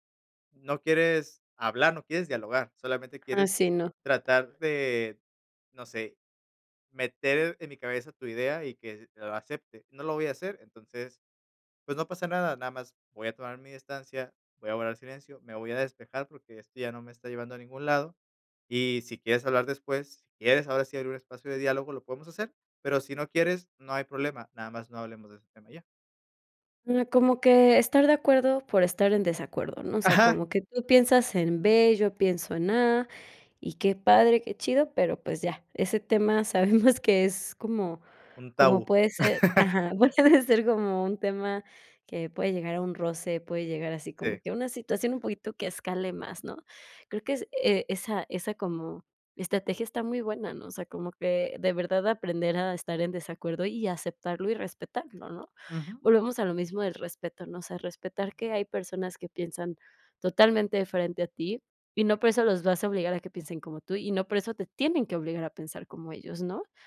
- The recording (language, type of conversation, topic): Spanish, podcast, ¿Cómo manejas las discusiones sin dañar la relación?
- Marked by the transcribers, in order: other background noise; chuckle; chuckle; laugh